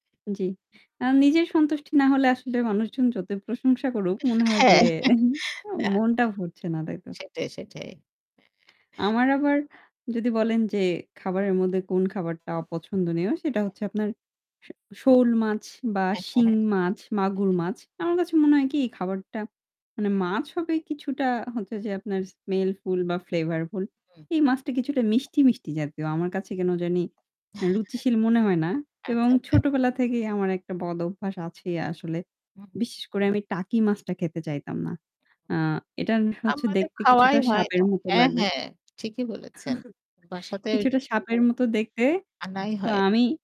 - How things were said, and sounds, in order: static; laughing while speaking: "হ্যাঁ"; other background noise; chuckle; distorted speech; "শোল" said as "শৌল"; tapping; in English: "smellfull"; in English: "flavorful"; scoff; mechanical hum; "এটা" said as "এটান"; chuckle; unintelligible speech
- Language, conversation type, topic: Bengali, unstructured, আপনি কোন খাবারটি সবচেয়ে বেশি অপছন্দ করেন?